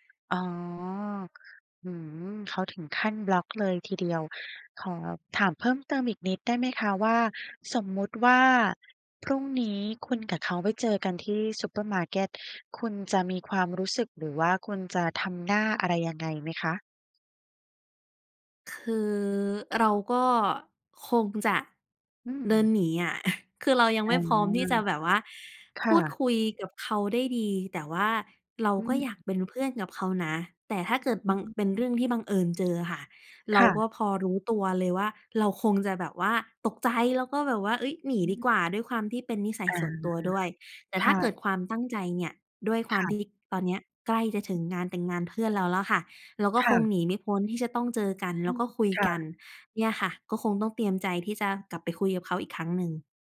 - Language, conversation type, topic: Thai, advice, อยากเป็นเพื่อนกับแฟนเก่า แต่ยังทำใจไม่ได้ ควรทำอย่างไร?
- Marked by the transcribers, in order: chuckle